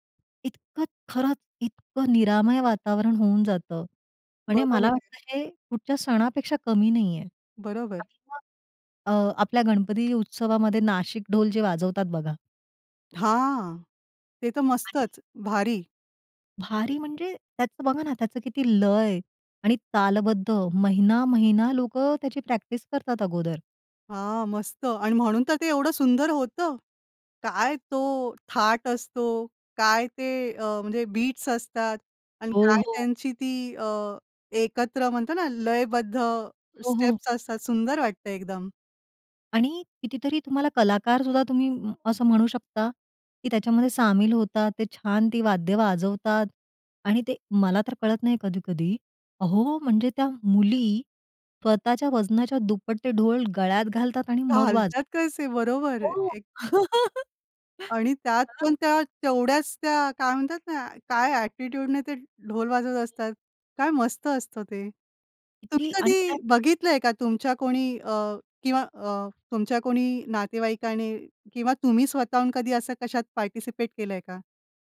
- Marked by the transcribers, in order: unintelligible speech; tapping; other background noise; in English: "बीट्स"; in English: "स्टेप्स"; chuckle; unintelligible speech; in English: "एटिट्यूडने"; other noise
- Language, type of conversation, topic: Marathi, podcast, सण-उत्सवांमुळे तुमच्या घरात कोणते संगीत परंपरेने टिकून राहिले आहे?